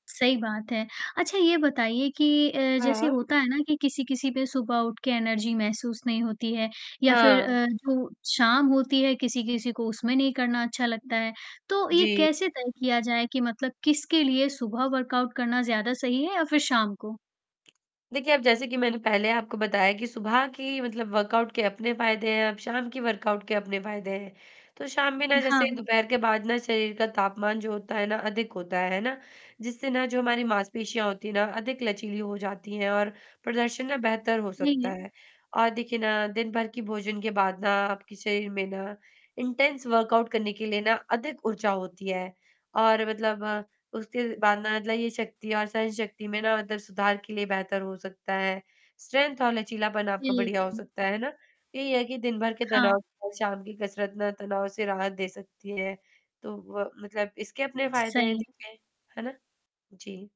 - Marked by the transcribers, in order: static; in English: "एनर्जी"; in English: "वर्कआउट"; in English: "वर्कआउट"; in English: "वर्कआउट"; in English: "इंटेंस वर्कआउट"; in English: "स्ट्रेंथ"
- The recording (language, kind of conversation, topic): Hindi, podcast, सुबह व्यायाम करना बेहतर लगता है या शाम को?